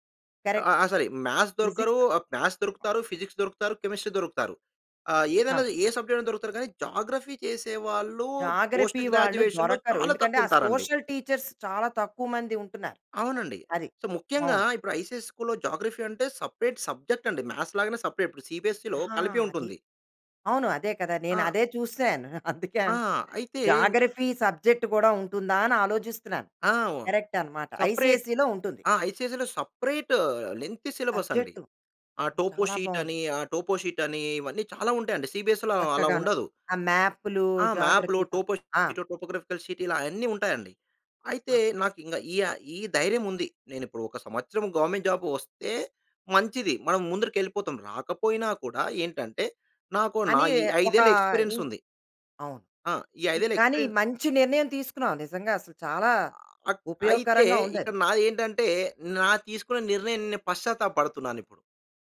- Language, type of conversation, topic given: Telugu, podcast, నీ జీవితంలో నువ్వు ఎక్కువగా పశ్చాత్తాపపడే నిర్ణయం ఏది?
- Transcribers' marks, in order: in English: "కరెక్ట్"; in English: "మ్యాథ్స్"; in English: "మ్యాథ్స్"; in English: "ఫిజిక్స్"; in English: "కెమిస్ట్రీ"; in English: "జాగ్రఫీ"; in English: "పోస్ట్ గ్రాడ్యువేషన్‌లో"; in English: "సోషల్ టీచర్స్"; in English: "సో"; in English: "ఐసీఎస్‌ఈ స్కూల్‌లో"; in English: "సెపరేట్"; in English: "మ్యాథ్స్"; in English: "సెపరేట్"; in English: "సిబీఎస్‌ఈలో"; laughing while speaking: "అందుకే అన్"; in English: "జాగ్రఫీ సబ్జెక్ట్"; in English: "సెపరేట్"; in English: "ఐసీఎస్ఈలో"; in English: "ఐసీఎస్ఈలో సెపరేట్ లెంగ్తీ"; in English: "టోపోషీటని"; in English: "టోపోషీటని"; in English: "సిబీఎస్‌ఈలో"; in English: "మ్యాప్‌లు, టోపోషీట్, టోగ్రాఫికల్ షీట్"; in English: "జాగ్రఫీ"; in English: "గవర్నమెంట్ జాబ్"; in English: "ఎక్స్పీరియన్"; other noise